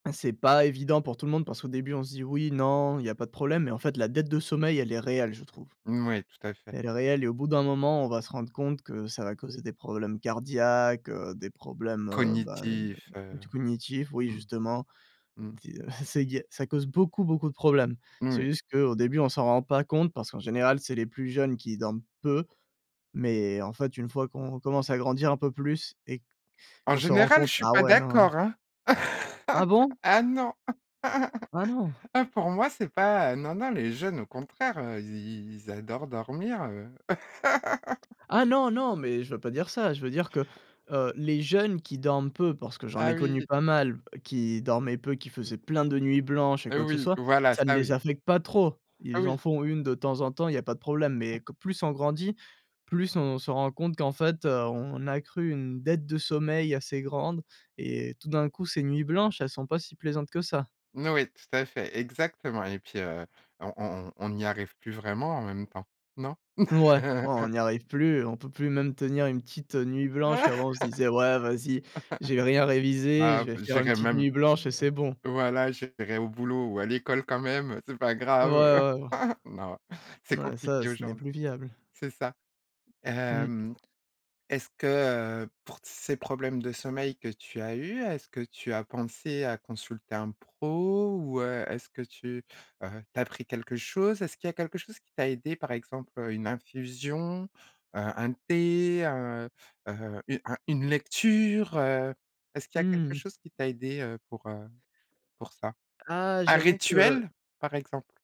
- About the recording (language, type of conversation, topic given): French, podcast, Comment le sommeil influence-t-il ton niveau de stress ?
- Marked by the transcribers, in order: unintelligible speech; chuckle; unintelligible speech; laugh; laughing while speaking: "Ah non"; laugh; tapping; stressed: "Exactement"; chuckle; laugh; chuckle; stressed: "lecture"; stressed: "rituel"